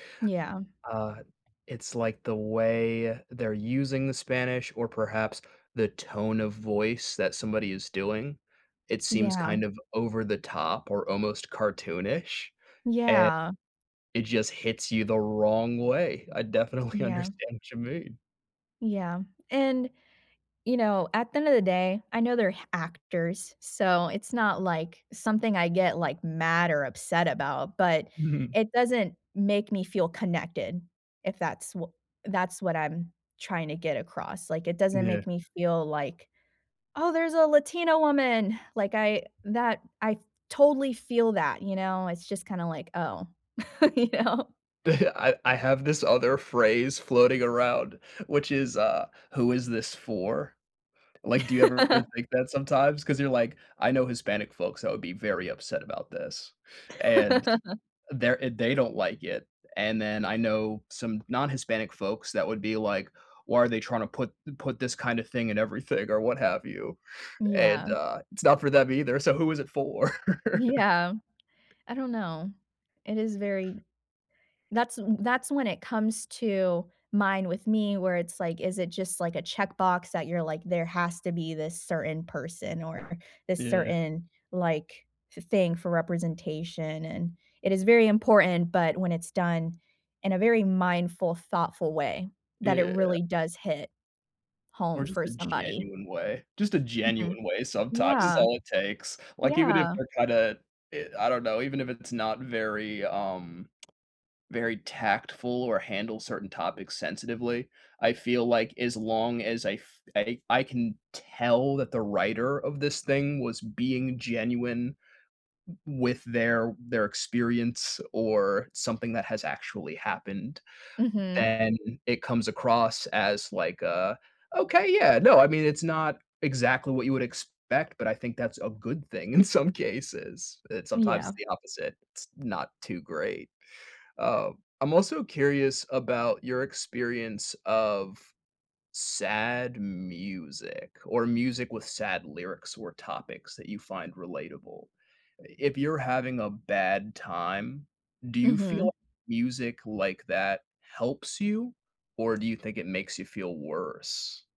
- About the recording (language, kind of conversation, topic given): English, unstructured, Should I share my sad story in media to feel less alone?
- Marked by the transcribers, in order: tapping; laughing while speaking: "understand"; chuckle; laughing while speaking: "you know"; chuckle; laugh; laugh; laughing while speaking: "for?"; laughing while speaking: "Yeah"; chuckle; other background noise; laughing while speaking: "some"; drawn out: "music"